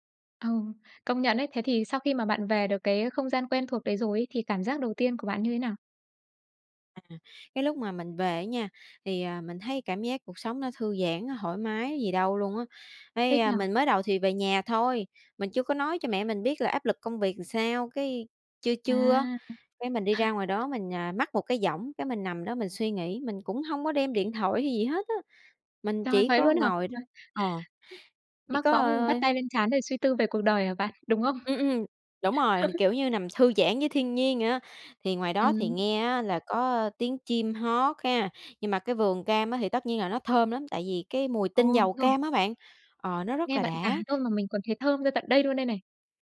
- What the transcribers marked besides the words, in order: laugh; other background noise; laugh
- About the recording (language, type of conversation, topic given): Vietnamese, podcast, Bạn có thể kể về một lần bạn tìm được một nơi yên tĩnh để ngồi lại và suy nghĩ không?